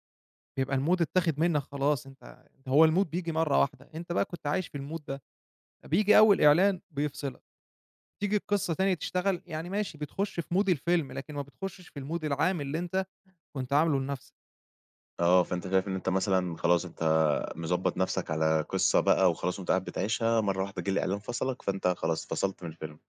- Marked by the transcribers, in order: in English: "الmood"; in English: "الmood"; tapping; in English: "الmood"; in English: "mood"; in English: "الmood"
- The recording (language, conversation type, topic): Arabic, podcast, احكيلي عن هوايتك المفضلة وإزاي بدأت فيها؟